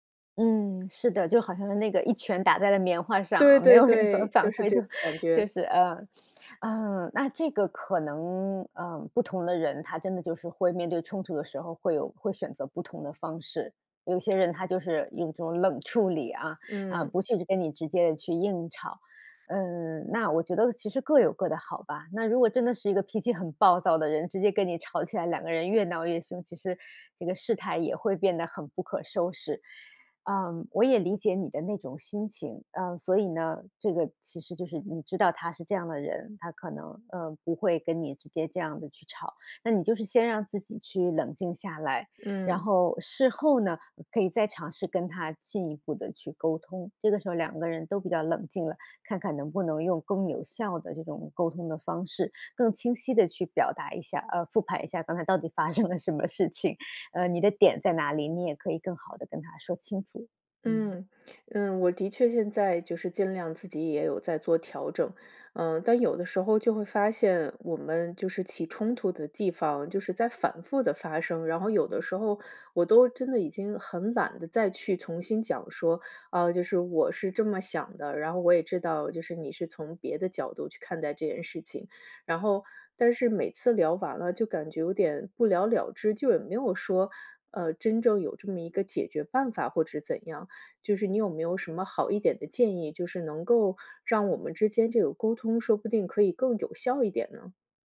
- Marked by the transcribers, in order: other background noise; laughing while speaking: "没有任何反馈。就"; laughing while speaking: "发生了"
- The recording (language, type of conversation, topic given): Chinese, advice, 我们为什么总是频繁产生沟通误会？